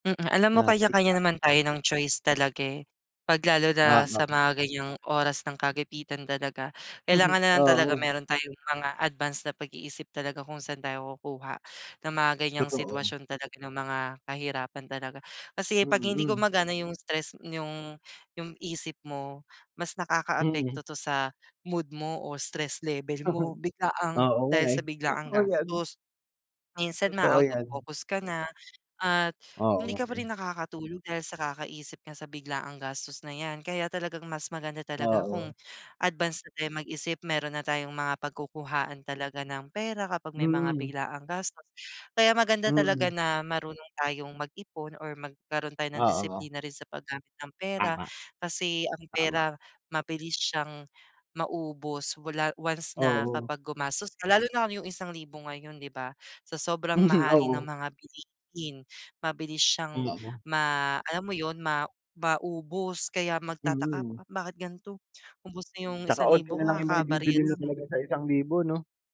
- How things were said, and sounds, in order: chuckle; chuckle; laughing while speaking: "Mhm"; tapping
- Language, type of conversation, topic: Filipino, unstructured, Paano mo hinaharap ang mga hindi inaasahang gastusin?